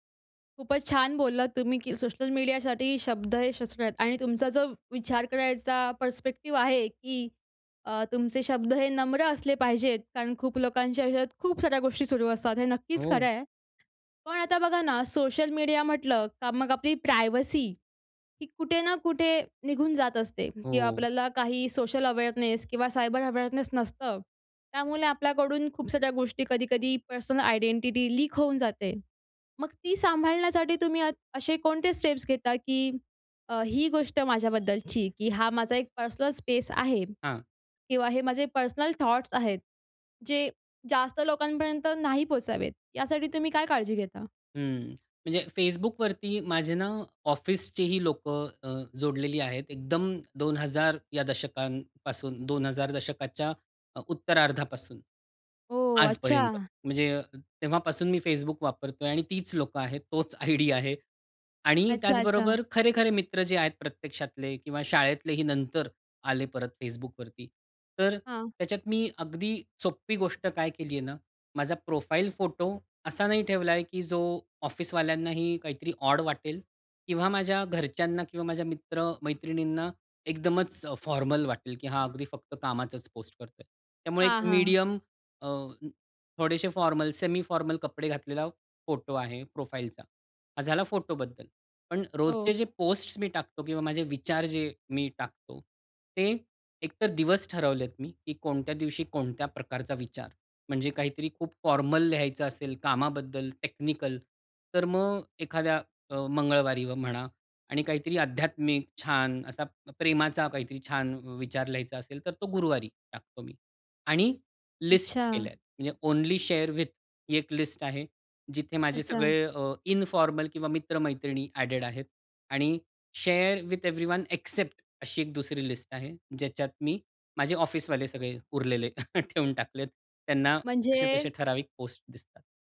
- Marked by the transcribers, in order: in English: "पर्स्पेक्टिव्ह"; tapping; in English: "प्रायव्हसी"; other background noise; in English: "अवेअरनेस"; in English: "सायबर अवेअरनेस"; in English: "पर्सनल आयडेंटिटी लीक"; in English: "स्टेप्स"; horn; in English: "स्पेस"; in English: "थॉट्स"; in English: "प्रोफाइल"; in English: "फॉर्मल"; in English: "फॉर्मल, सेमी फॉर्मल"; in English: "प्रोफाइलचा"; in English: "फॉर्मल"; in English: "टेक्निकल"; in English: "ओन्ली शेअर विथ"; in English: "इन्फॉर्मल"; in English: "शेअर विथ एव्हरीवन एक्सेप्ट"; chuckle
- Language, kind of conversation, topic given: Marathi, podcast, सोशल मीडियावर काय शेअर करावं आणि काय टाळावं, हे तुम्ही कसं ठरवता?